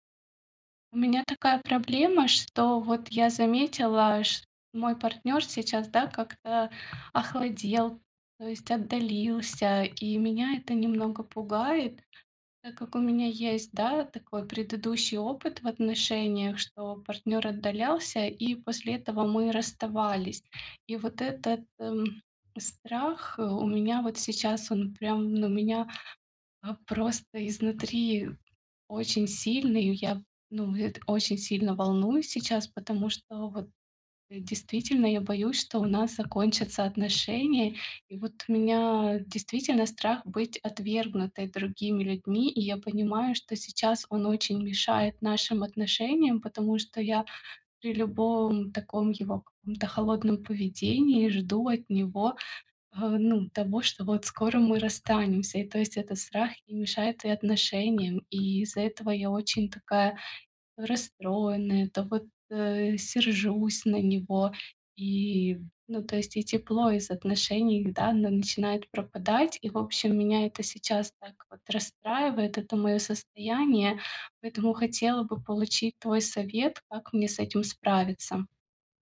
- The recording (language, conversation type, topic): Russian, advice, Как перестать бояться, что меня отвергнут и осудят другие?
- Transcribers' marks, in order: tapping; other background noise